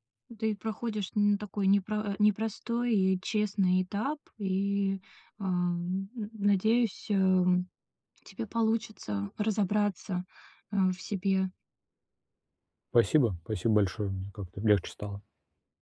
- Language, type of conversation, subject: Russian, advice, Как перестать бояться быть собой на вечеринках среди друзей?
- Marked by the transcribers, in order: none